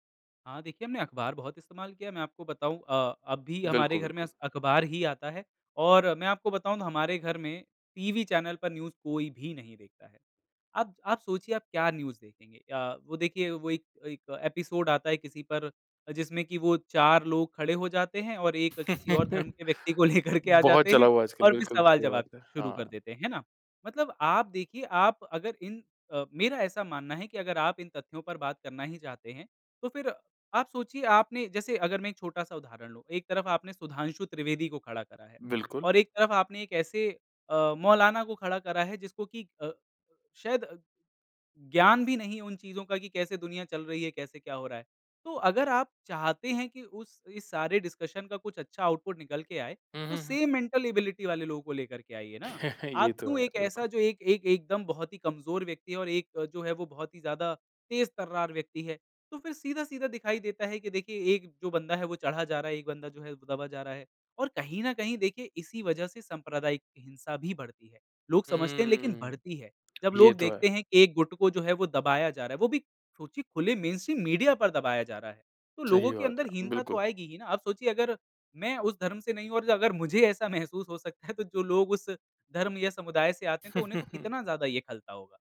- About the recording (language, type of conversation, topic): Hindi, podcast, तुम्हारे मुताबिक़ पुराने मीडिया की कौन-सी बात की कमी आज महसूस होती है?
- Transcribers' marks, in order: in English: "न्यूज़"; in English: "न्यूज़"; in English: "एपिसोड"; laugh; tapping; laughing while speaking: "लेकर के आ जाते"; in English: "डिस्कशन"; in English: "आउटपुट"; in English: "सेम मेंटल एबिलिटी"; chuckle; tongue click; in English: "मेनस्ट्रीम मीडिया"; laugh